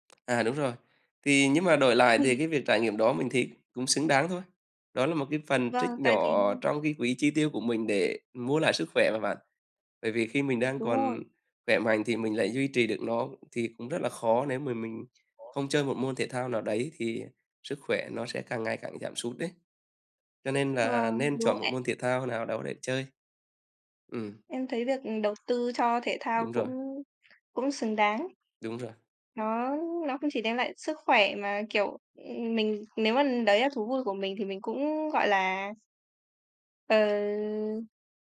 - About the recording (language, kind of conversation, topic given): Vietnamese, unstructured, Bạn quyết định thế nào giữa việc tiết kiệm tiền và chi tiền cho những trải nghiệm?
- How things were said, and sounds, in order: tapping; other background noise; background speech